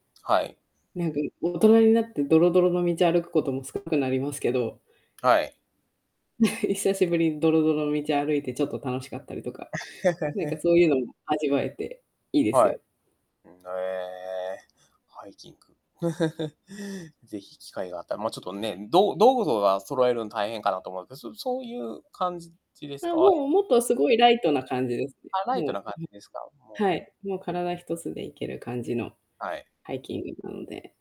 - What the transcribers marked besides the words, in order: distorted speech; laugh; chuckle; chuckle; unintelligible speech
- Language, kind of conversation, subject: Japanese, podcast, 子どもの頃に体験した自然の中で、特に印象に残っている出来事は何ですか？